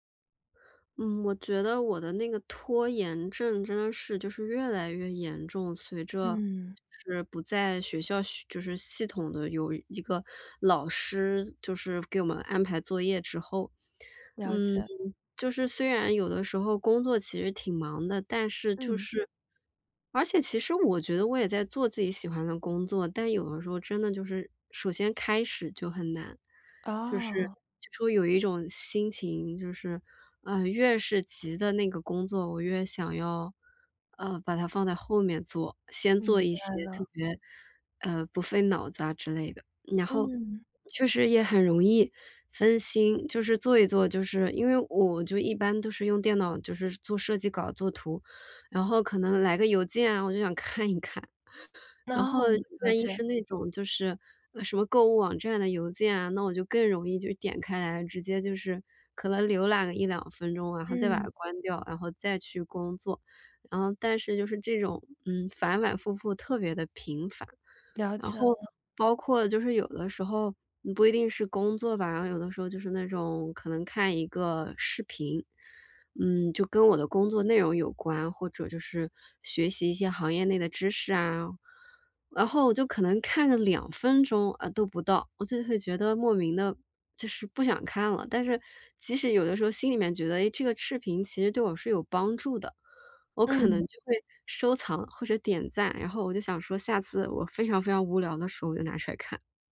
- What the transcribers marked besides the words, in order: none
- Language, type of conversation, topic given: Chinese, advice, 我怎样才能减少分心，并在处理复杂工作时更果断？